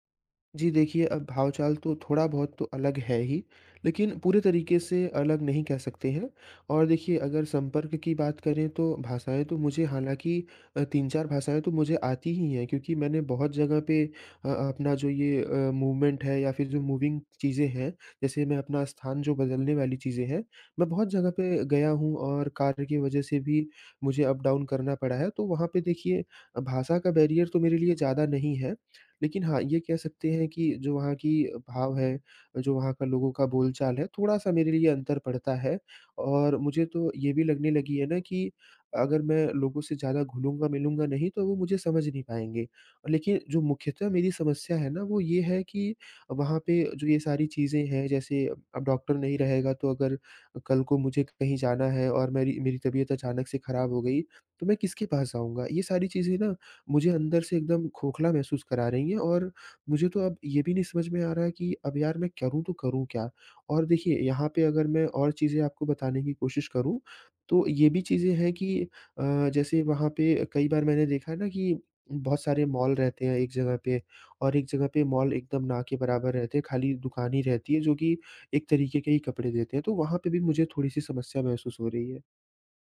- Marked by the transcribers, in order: in English: "मूवमेंट"; in English: "मूविंग"; in English: "अप-डाउन"; in English: "बैरियर"
- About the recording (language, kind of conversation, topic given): Hindi, advice, नए स्थान पर डॉक्टर और बैंक जैसी सेवाएँ कैसे ढूँढें?